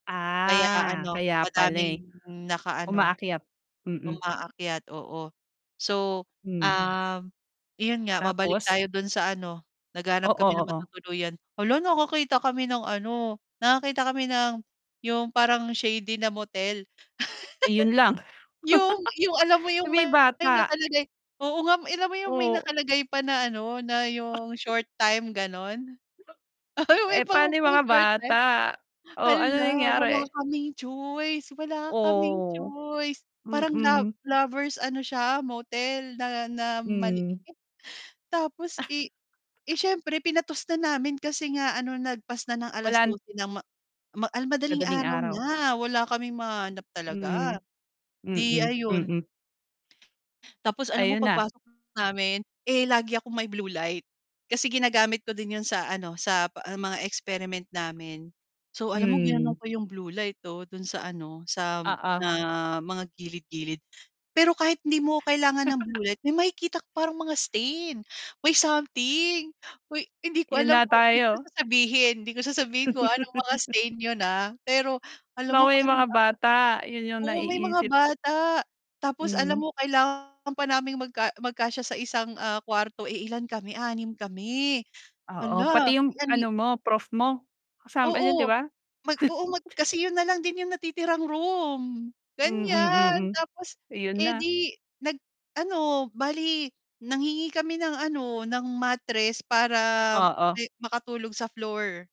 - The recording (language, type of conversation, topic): Filipino, podcast, Naalala mo ba ang isang nakakatawang aberya sa paglalakbay?
- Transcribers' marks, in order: drawn out: "Ah"; distorted speech; other background noise; tapping; static; laugh; laugh; chuckle; drawn out: "Oh"; laughing while speaking: "maliit"; "lagpas" said as "nagpas"; chuckle; chuckle; laugh; mechanical hum; chuckle